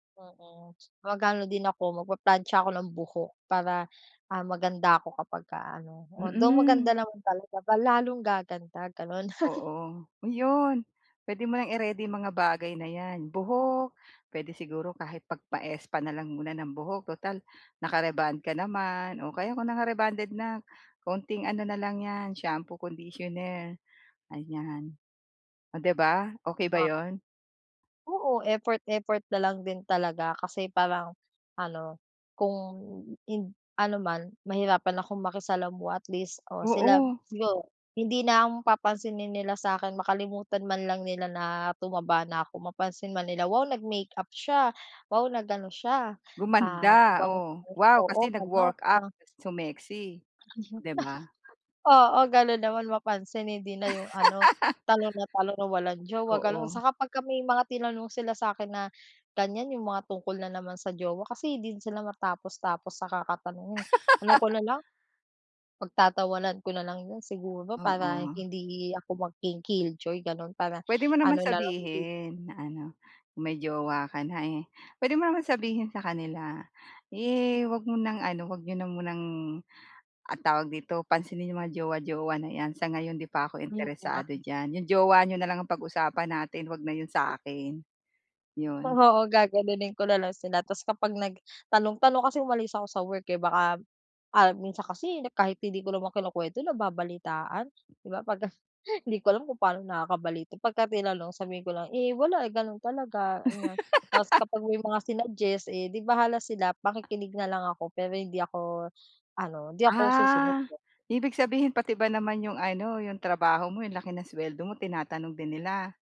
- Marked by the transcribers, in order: chuckle; unintelligible speech; other background noise; chuckle; laugh; chuckle; drawn out: "Ah"; unintelligible speech
- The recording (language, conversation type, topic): Filipino, advice, Paano ako makikisalamuha nang komportable sa mga pagtitipon at pagdiriwang?